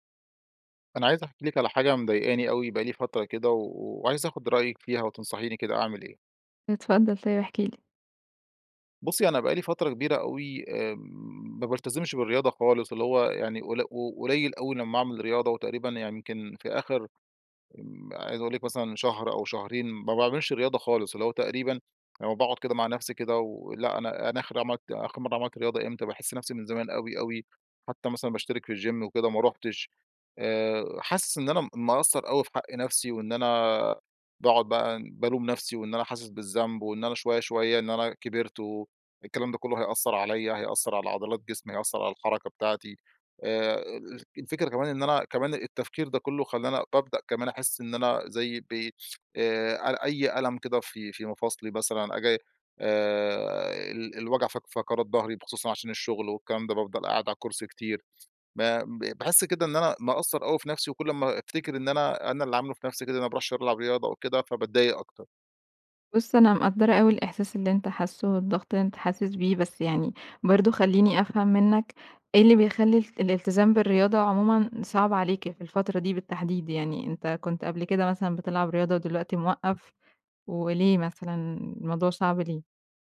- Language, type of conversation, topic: Arabic, advice, إزاي أقدر ألتزم بممارسة الرياضة كل أسبوع؟
- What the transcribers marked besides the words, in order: in English: "الGym"; unintelligible speech